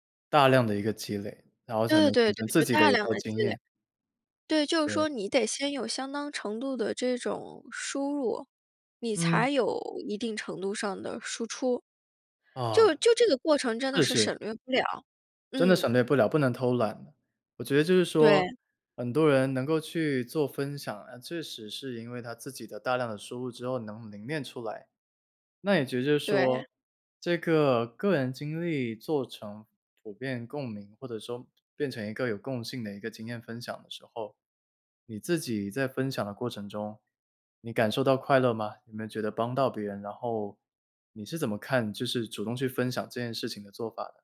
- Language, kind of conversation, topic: Chinese, podcast, 你如何把个人经历转化为能引发普遍共鸣的故事？
- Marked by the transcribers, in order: none